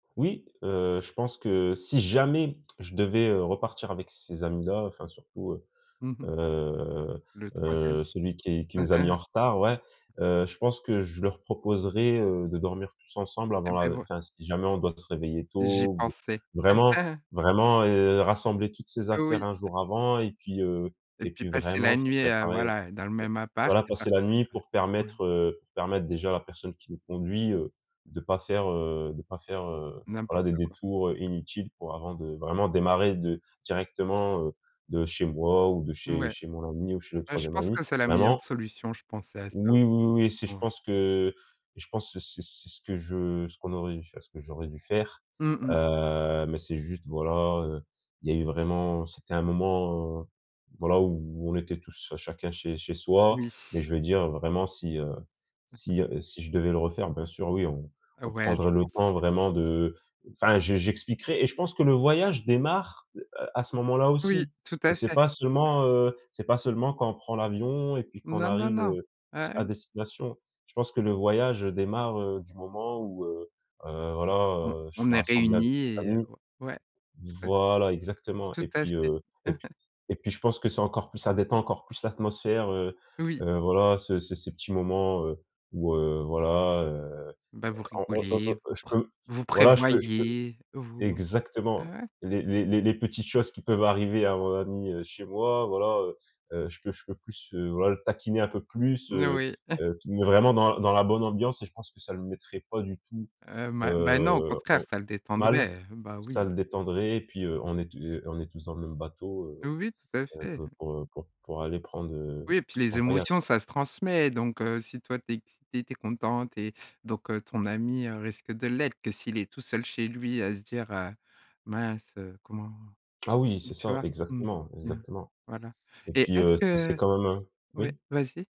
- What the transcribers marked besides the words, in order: stressed: "jamais"; tsk; drawn out: "heu"; chuckle; tapping; chuckle; other background noise; stressed: "voilà"; chuckle; stressed: "prévoyez"; chuckle
- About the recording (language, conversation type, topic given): French, podcast, Peux-tu raconter un voyage qui a mal commencé, mais qui t’a finalement surpris positivement ?